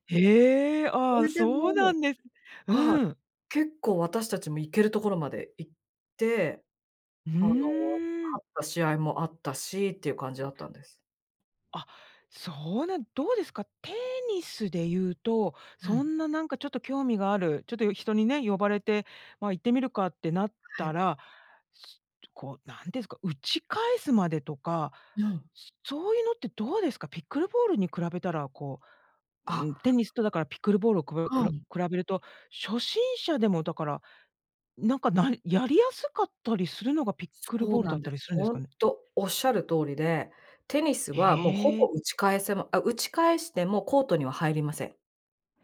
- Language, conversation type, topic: Japanese, podcast, 最近ハマっている遊びや、夢中になっている創作活動は何ですか？
- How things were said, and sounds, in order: none